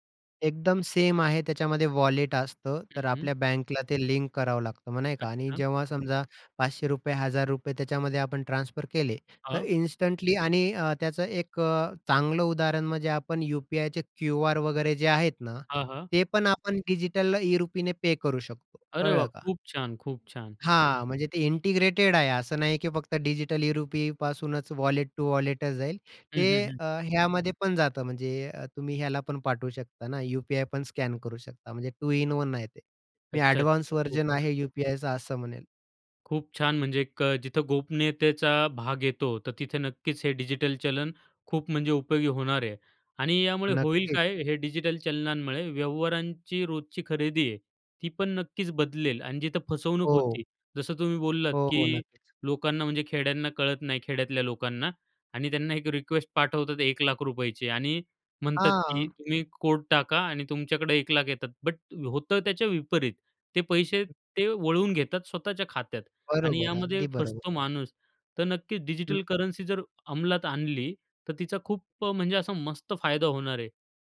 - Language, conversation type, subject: Marathi, podcast, डिजिटल चलन आणि व्यवहारांनी रोजची खरेदी कशी बदलेल?
- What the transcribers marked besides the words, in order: tapping; in English: "इन्स्टंटली"; in English: "इंटिग्रेटेड"; in English: "वॉलेट टू वॉलेटच"; in English: "टू इन वन"; in English: "एडवान्स व्हर्जन"; other background noise